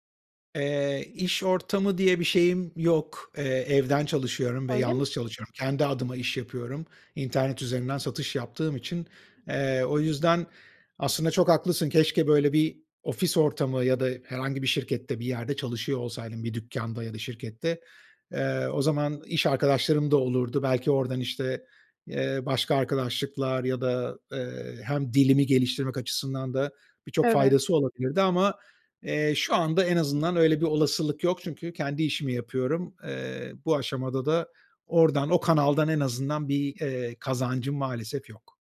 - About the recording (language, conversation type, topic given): Turkish, advice, Sosyal hayat ile yalnızlık arasında denge kurmakta neden zorlanıyorum?
- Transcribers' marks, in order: other background noise